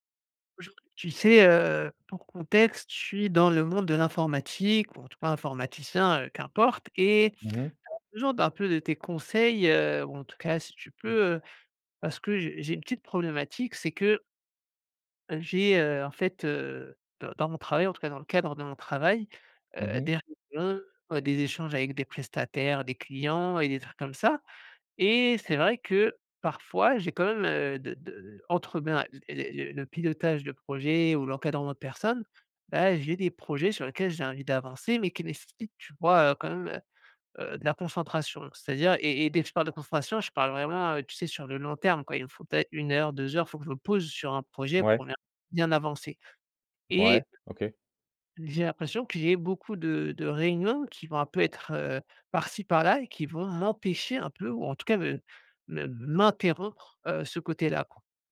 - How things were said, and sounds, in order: tapping; unintelligible speech; other noise; stressed: "m'empêcher"; stressed: "m'interrompre"
- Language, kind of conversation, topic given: French, advice, Comment gérer des journées remplies de réunions qui empêchent tout travail concentré ?